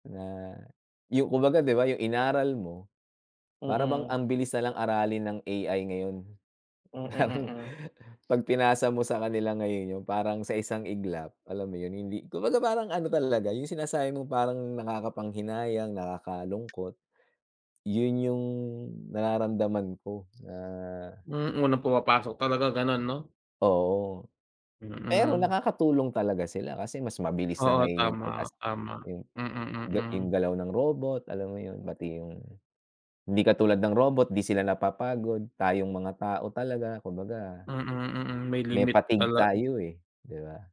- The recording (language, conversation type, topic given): Filipino, unstructured, Ano ang nararamdaman mo kapag naiisip mong mawalan ng trabaho dahil sa awtomasyon?
- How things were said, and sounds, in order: laughing while speaking: "Parang"; tapping